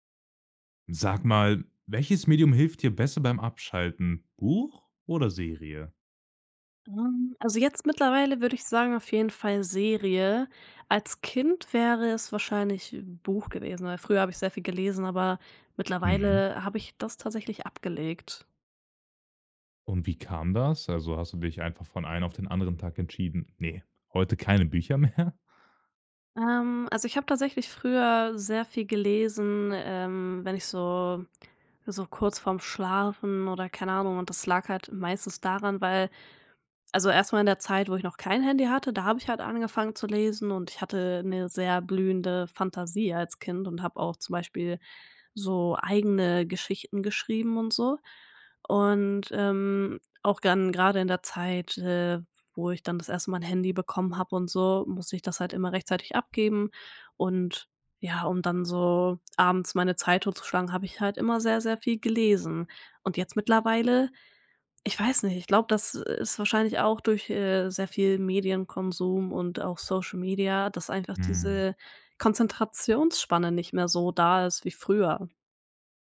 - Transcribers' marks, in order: laughing while speaking: "mehr.?"
- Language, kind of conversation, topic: German, podcast, Welches Medium hilft dir besser beim Abschalten: Buch oder Serie?